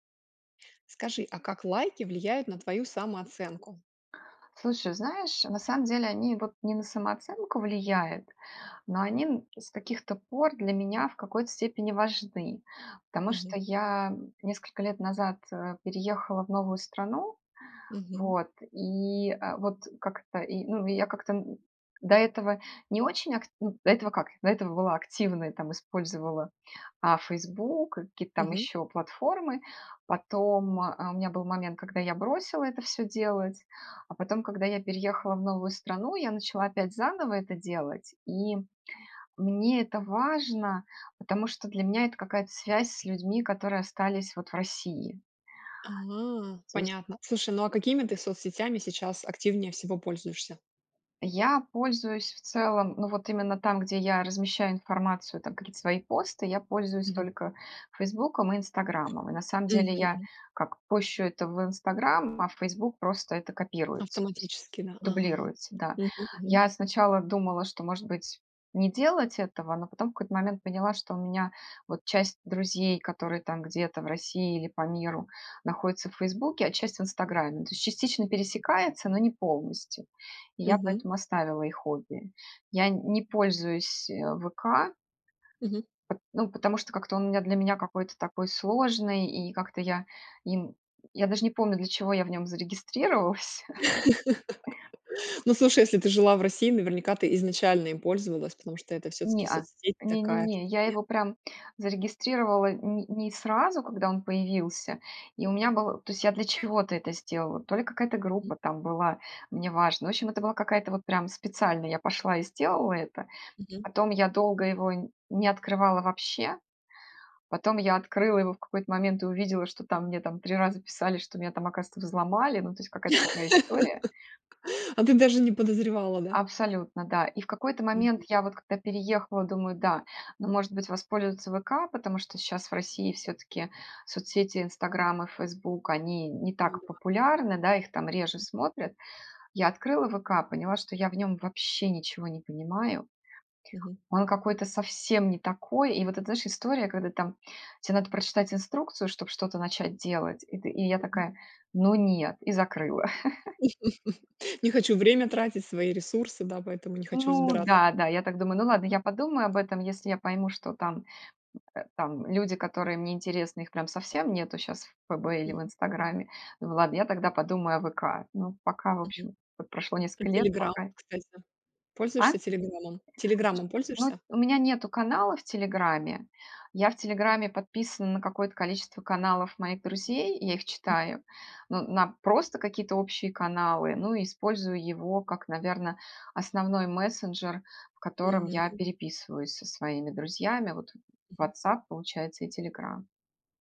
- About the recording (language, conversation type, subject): Russian, podcast, Как лайки влияют на твою самооценку?
- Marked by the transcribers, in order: tapping; other background noise; laugh; chuckle; laugh; other noise; chuckle; unintelligible speech